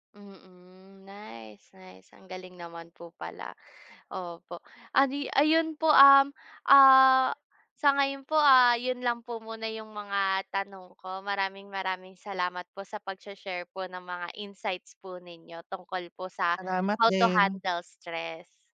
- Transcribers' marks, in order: none
- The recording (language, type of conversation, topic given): Filipino, unstructured, Paano mo hinaharap ang stress sa trabaho o paaralan?